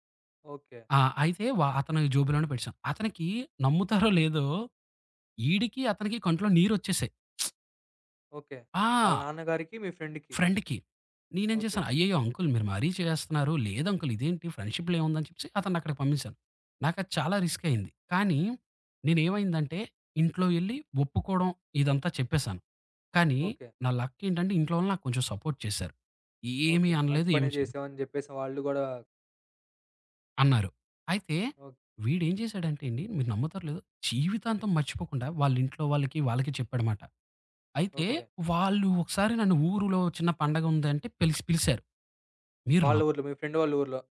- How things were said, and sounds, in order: lip smack; in English: "ఫ్రెండ్‌కి"; in English: "ఫ్రెండ్‌కి"; in English: "ఫ్రెండ్‌షిప్‌లో"; in English: "సపోర్ట్"
- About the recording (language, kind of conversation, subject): Telugu, podcast, ఒక రిస్క్ తీసుకుని అనూహ్యంగా మంచి ఫలితం వచ్చిన అనుభవం ఏది?